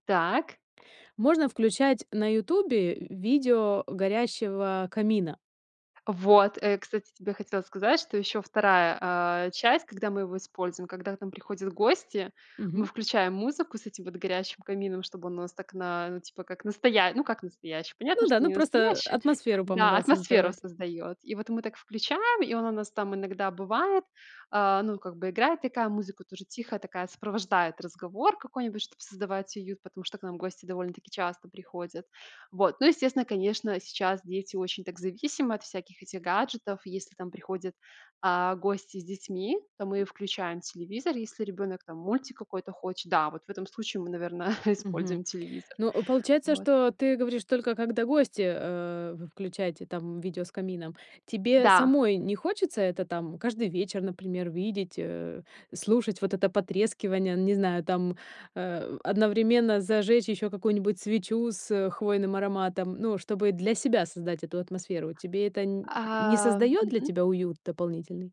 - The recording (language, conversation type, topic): Russian, podcast, Где в доме тебе уютнее всего и почему?
- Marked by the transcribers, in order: other background noise; tapping; chuckle